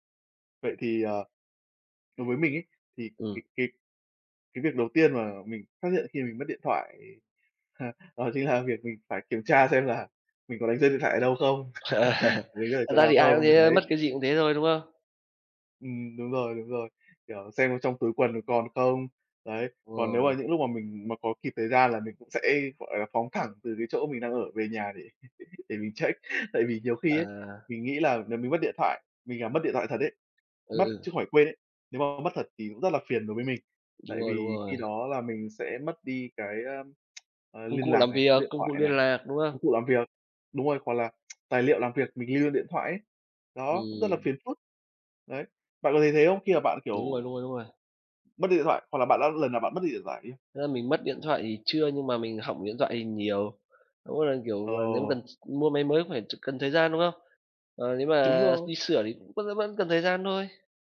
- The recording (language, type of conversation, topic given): Vietnamese, unstructured, Bạn sẽ cảm thấy thế nào nếu bị mất điện thoại trong một ngày?
- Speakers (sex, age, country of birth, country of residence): male, 20-24, Vietnam, Vietnam; male, 25-29, Vietnam, Vietnam
- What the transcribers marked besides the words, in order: laugh; laughing while speaking: "đó chính là việc"; laugh; chuckle; laughing while speaking: "để để mình check"; tsk; tsk